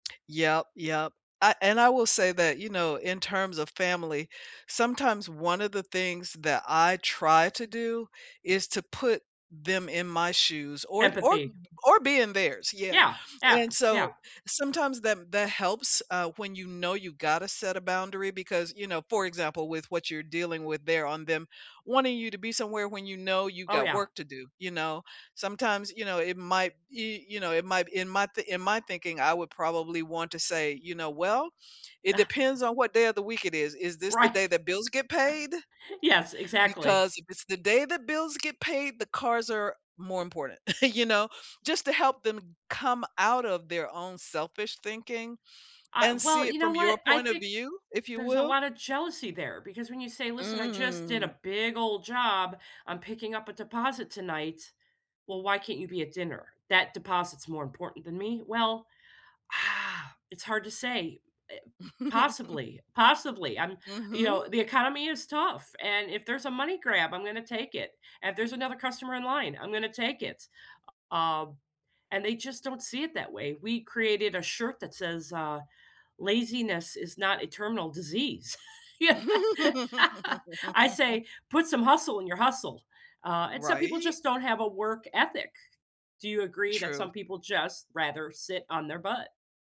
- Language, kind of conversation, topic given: English, unstructured, How do you build trust and set kind boundaries in everyday relationships?
- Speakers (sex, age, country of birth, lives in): female, 50-54, United States, United States; female, 65-69, United States, United States
- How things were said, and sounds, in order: other background noise; chuckle; laughing while speaking: "Right"; chuckle; chuckle; tapping; drawn out: "Mm"; exhale; chuckle; chuckle; laugh